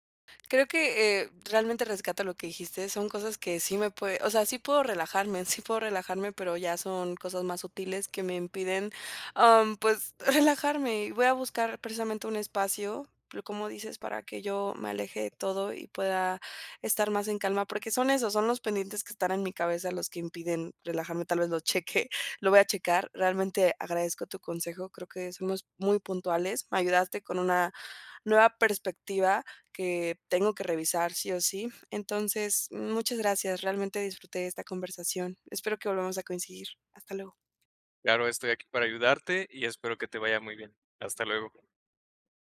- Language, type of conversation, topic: Spanish, advice, ¿Cómo puedo evitar que me interrumpan cuando me relajo en casa?
- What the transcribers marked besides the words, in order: other background noise; chuckle; chuckle